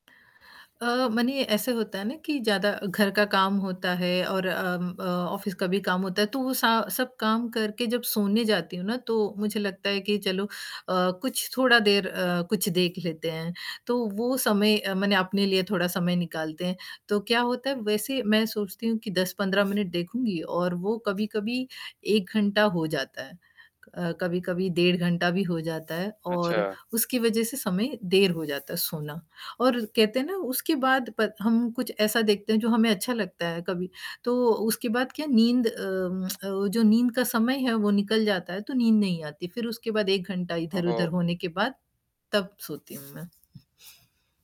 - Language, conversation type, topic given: Hindi, advice, सोने से पहले स्क्रीन देखने से आपकी नींद पर क्या असर पड़ता है?
- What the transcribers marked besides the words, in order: tapping; in English: "ऑफिस"; other background noise; static; tongue click